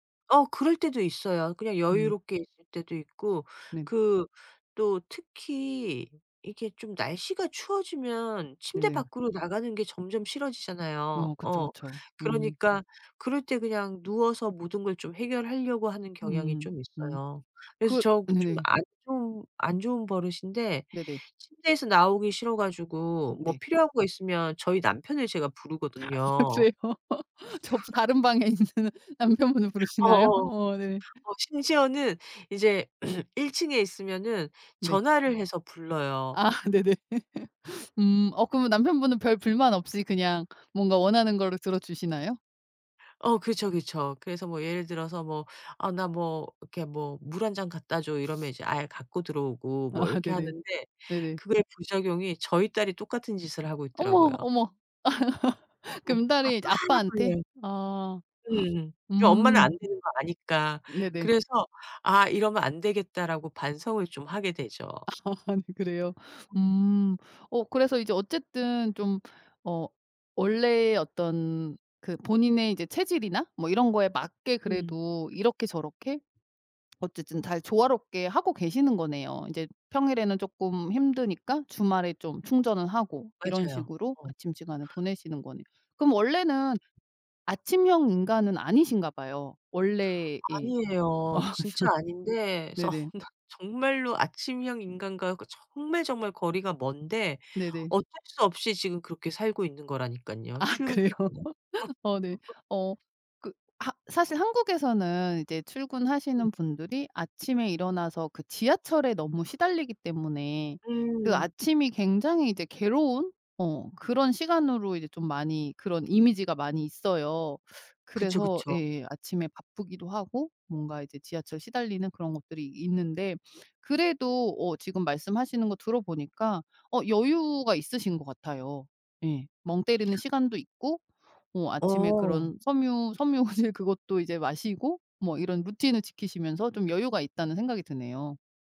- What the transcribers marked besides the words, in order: other background noise; laughing while speaking: "맞아요. 접수 다른 방에 있는 남편분을 부르시나요?"; throat clearing; background speech; laughing while speaking: "아 네네"; laugh; laughing while speaking: "아"; laugh; gasp; laugh; tapping; laugh; laughing while speaking: "아 그래요?"; laugh; laughing while speaking: "섬유질"
- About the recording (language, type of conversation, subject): Korean, podcast, 아침에 일어나서 가장 먼저 하는 일은 무엇인가요?